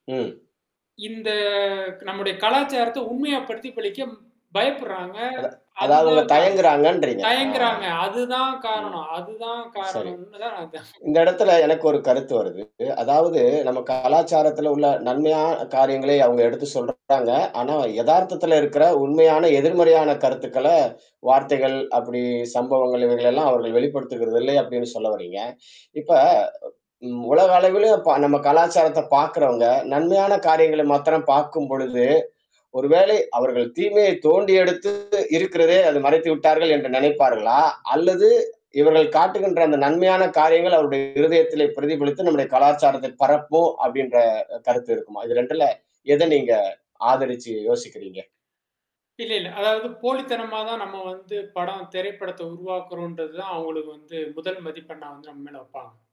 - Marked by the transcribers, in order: drawn out: "இந்த"; other background noise; other noise; distorted speech; sniff; chuckle
- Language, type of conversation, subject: Tamil, podcast, நமது கலாசாரம் படங்களில் உண்மையாகப் பிரதிபலிக்க என்னென்ன அம்சங்களை கவனிக்க வேண்டும்?